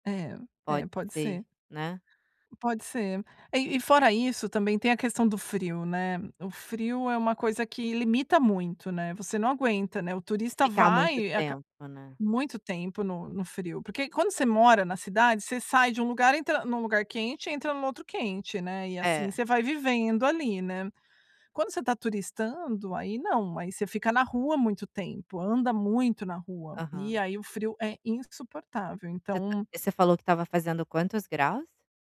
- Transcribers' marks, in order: other background noise
- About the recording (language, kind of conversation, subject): Portuguese, advice, O que devo fazer quando algo dá errado durante uma viagem ou deslocamento?